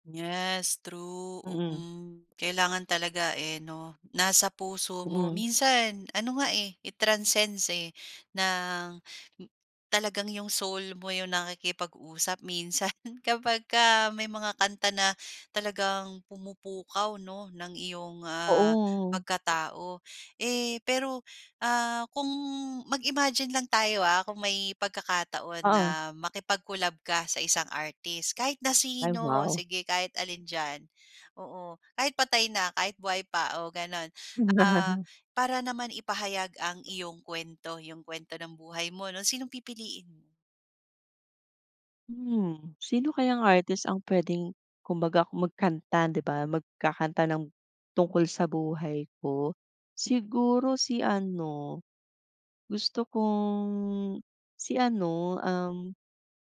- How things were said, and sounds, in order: in English: "it transcends"; chuckle; chuckle; tapping
- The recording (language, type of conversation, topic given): Filipino, podcast, Paano mo ginagamit ang musika para ipahayag ang sarili mo?